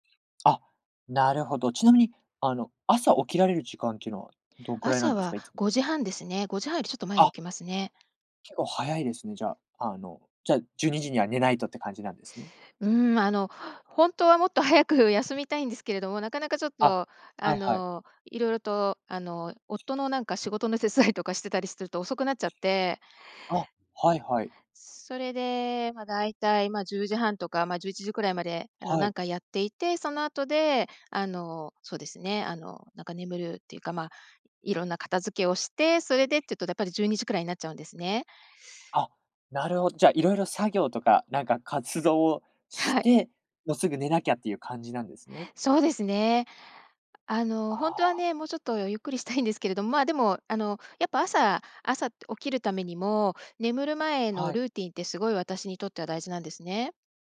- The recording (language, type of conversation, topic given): Japanese, podcast, 睡眠前のルーティンはありますか？
- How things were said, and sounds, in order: laughing while speaking: "早く"; laughing while speaking: "手伝い"; chuckle; laughing while speaking: "はい"; laughing while speaking: "したいんですけれど"